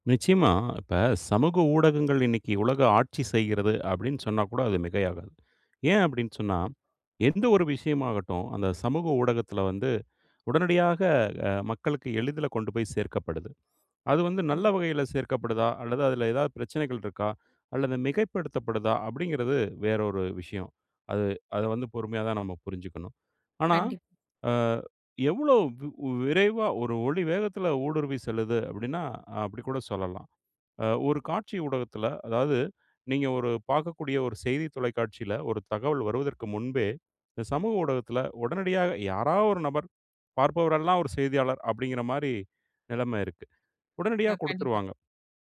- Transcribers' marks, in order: other noise
- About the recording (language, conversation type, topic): Tamil, podcast, சமூக ஊடகங்களில் பிரபலமாகும் கதைகள் நம் எண்ணங்களை எவ்வாறு பாதிக்கின்றன?